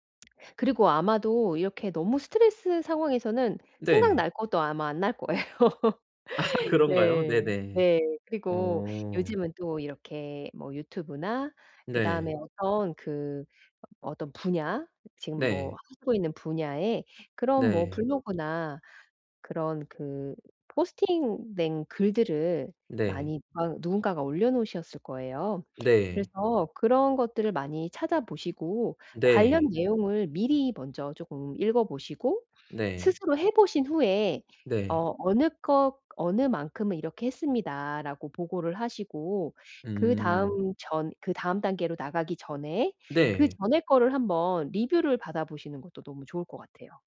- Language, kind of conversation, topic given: Korean, advice, 새로운 활동을 시작하는 것이 두려울 때 어떻게 하면 좋을까요?
- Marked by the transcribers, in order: laugh; laughing while speaking: "거예요"; other background noise